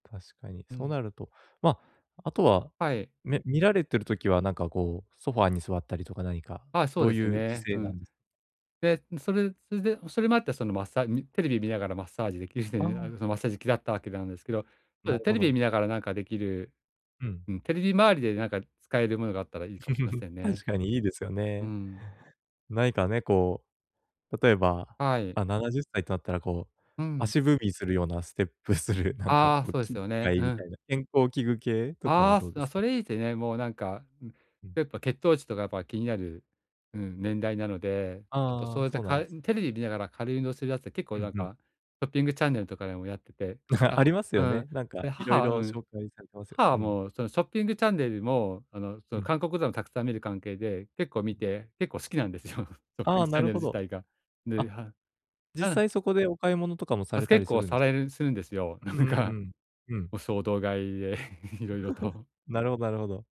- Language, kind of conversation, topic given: Japanese, advice, どうすれば予算内で喜ばれる贈り物を選べますか？
- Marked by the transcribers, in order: tapping; chuckle; laughing while speaking: "ステップする"; other noise; chuckle; laughing while speaking: "好きなんですよ"; laughing while speaking: "なんかもう衝動買いで色々と"; laugh